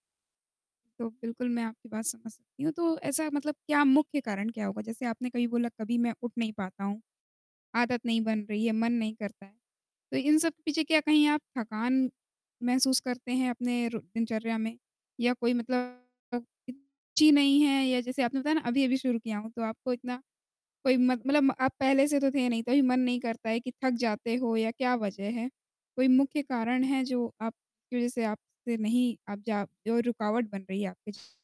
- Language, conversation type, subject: Hindi, advice, आप व्यायाम की आदत लगातार बनाए रखने में असफल क्यों हो रहे हैं?
- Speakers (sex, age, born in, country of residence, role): female, 20-24, India, India, advisor; male, 55-59, India, India, user
- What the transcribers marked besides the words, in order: distorted speech; other background noise